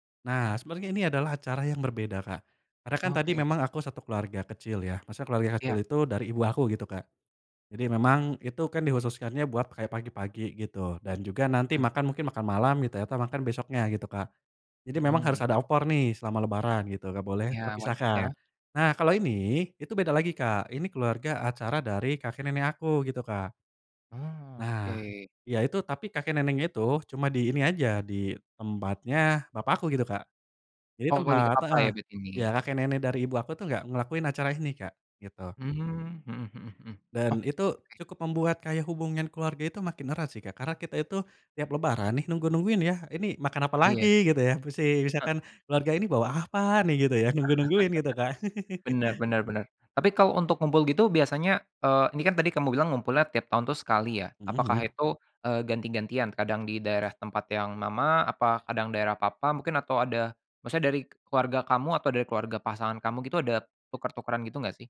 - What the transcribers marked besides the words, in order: chuckle; laugh
- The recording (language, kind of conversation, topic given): Indonesian, podcast, Bagaimana tradisi makan keluarga Anda saat mudik atau pulang kampung?